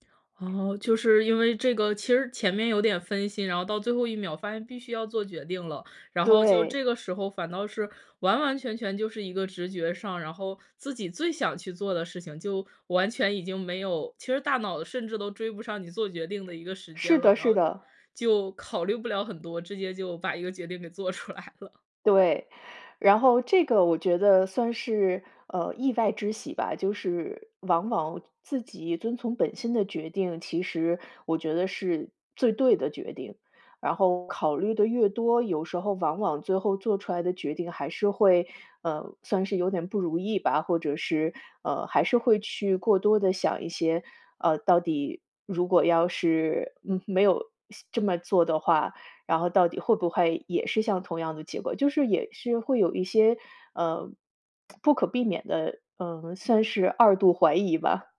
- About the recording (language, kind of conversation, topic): Chinese, podcast, 你有什么办法能帮自己更快下决心、不再犹豫吗？
- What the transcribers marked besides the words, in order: other background noise; laughing while speaking: "做出来了"; tsk